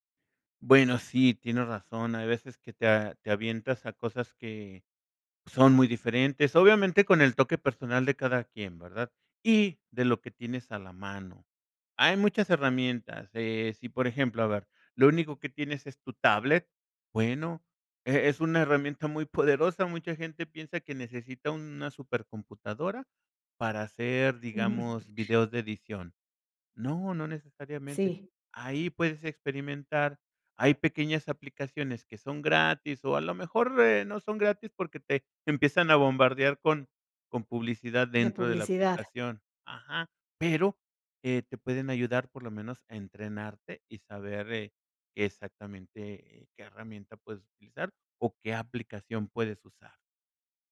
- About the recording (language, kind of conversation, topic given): Spanish, podcast, ¿Qué técnicas sencillas recomiendas para experimentar hoy mismo?
- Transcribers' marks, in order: other background noise; other noise